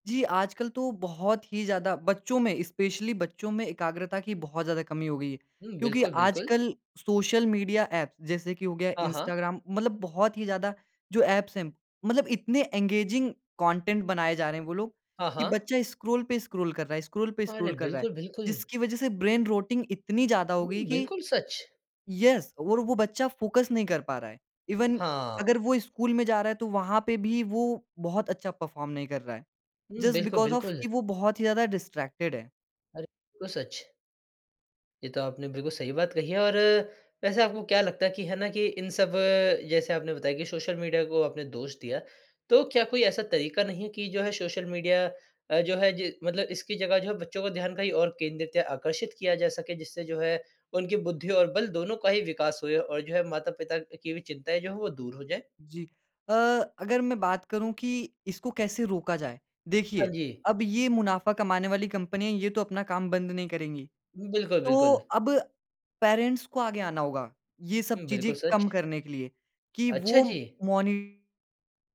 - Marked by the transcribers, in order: in English: "स्पेशली"; in English: "ऐप्स"; in English: "एंगेजिंग कंटेंट"; in English: "स्क्रॉल"; in English: "स्क्रॉल"; in English: "स्क्रॉल"; in English: "स्क्रॉल"; in English: "ब्रेन रोटिंग"; in English: "येस"; in English: "फोकस"; in English: "इवन"; in English: "परफॉर्म"; in English: "जस्ट बिकॉज़ ऑफ"; in English: "डिस्ट्रैक्टेड"; in English: "पैरेंट्स"
- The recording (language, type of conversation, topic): Hindi, podcast, एकाग्र रहने के लिए आपने कौन-से सरल तरीके अपनाए हैं?